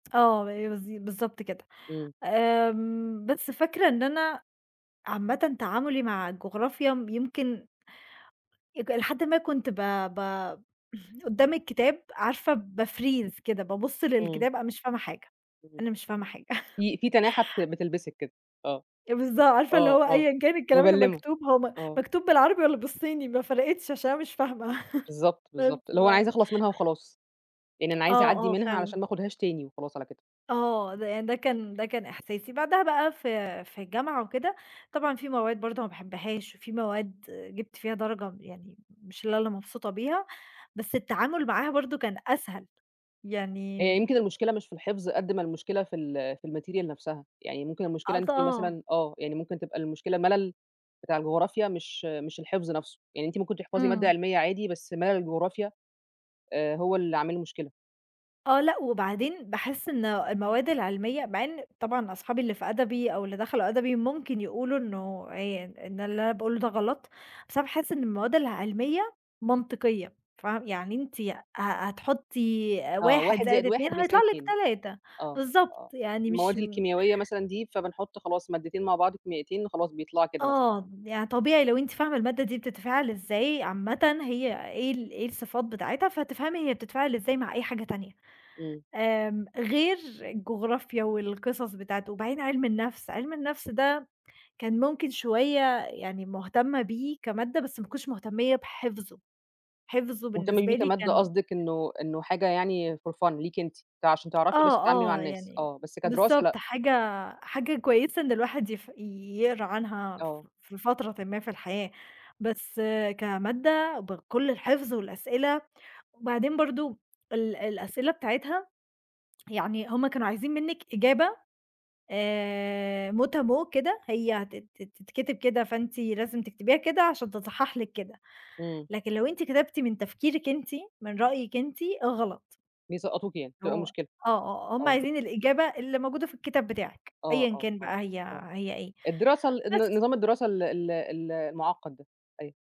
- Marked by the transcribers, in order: in English: "باfreeze"; laugh; chuckle; unintelligible speech; in English: "ال material"; unintelligible speech; other background noise; other noise; in English: "for fun"; tapping; in French: "Mot à mot"
- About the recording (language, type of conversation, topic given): Arabic, podcast, ازاي بتتعامل مع الفشل او نتيجة امتحان وحشة؟